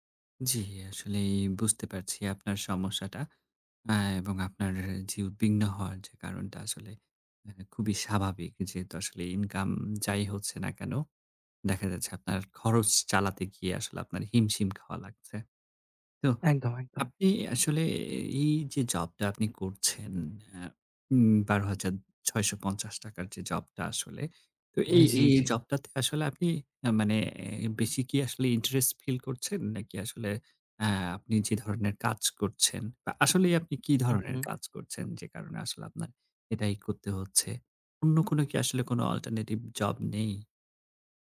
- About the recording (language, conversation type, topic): Bengali, advice, বাড়তি জীবনযাত্রার খরচে আপনার আর্থিক দুশ্চিন্তা কতটা বেড়েছে?
- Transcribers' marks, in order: tapping